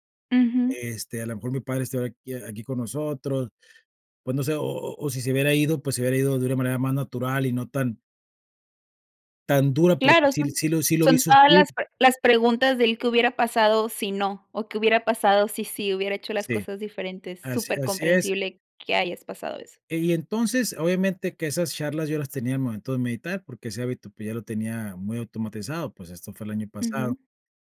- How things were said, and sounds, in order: none
- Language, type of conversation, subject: Spanish, podcast, ¿Qué hábitos te ayudan a mantenerte firme en tiempos difíciles?